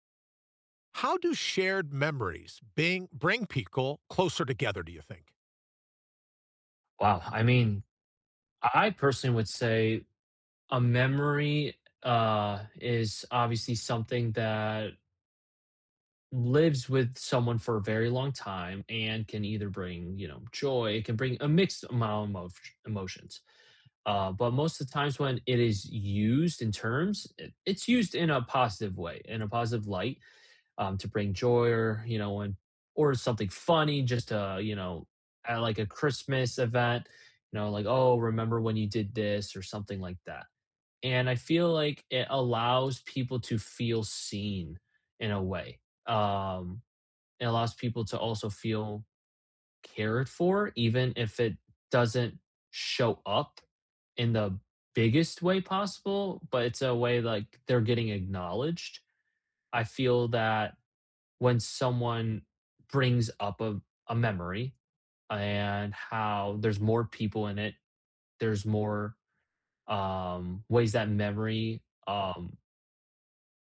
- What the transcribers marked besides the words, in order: "people" said as "peecle"; "amount" said as "amoum"; tapping
- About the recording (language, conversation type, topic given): English, unstructured, How do shared memories bring people closer together?